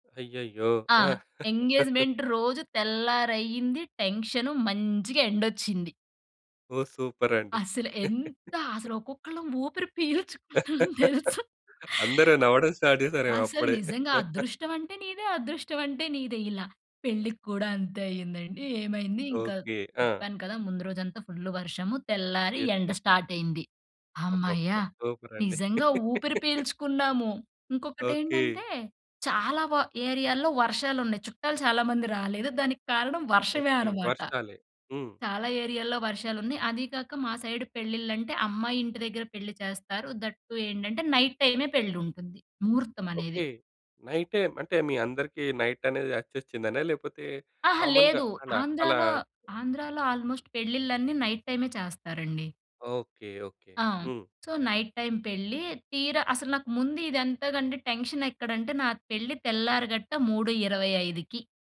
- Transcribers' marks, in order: in English: "ఎంగేజ్మెంట్"; laugh; in English: "సూపర్"; laugh; laughing while speaking: "పీల్చుకున్నాం తెలుసా"; laugh; in English: "స్టార్ట్"; chuckle; in English: "స్టార్ట్"; in English: "యెస్. యెస్"; in English: "సూపర్"; laugh; in English: "ఏరియాలో"; in English: "ఏరియాల్లో"; in English: "దట్ టు"; in English: "నైట్"; in English: "నైట్"; in English: "నైట్"; in English: "కామన్‌గా"; other noise; in English: "ఆల్మోస్ట్"; in English: "నైట్"; in English: "సో, నైట్"; in English: "టెన్షన్"
- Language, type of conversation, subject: Telugu, podcast, పెళ్లి వేడుకలో మీకు మరపురాని అనుభవం ఏది?